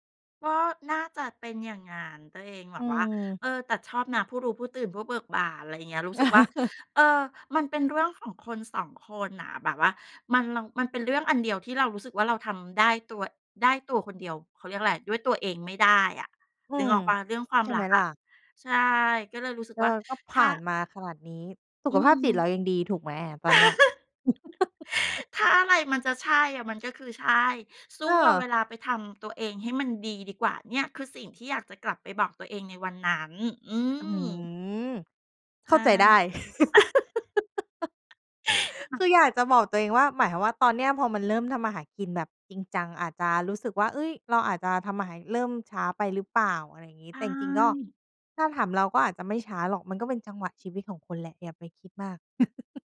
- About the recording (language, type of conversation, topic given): Thai, podcast, ถ้าคุณกลับเวลาได้ คุณอยากบอกอะไรกับตัวเองในตอนนั้น?
- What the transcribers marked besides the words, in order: chuckle; tapping; laugh; other background noise; laugh; inhale; laugh; chuckle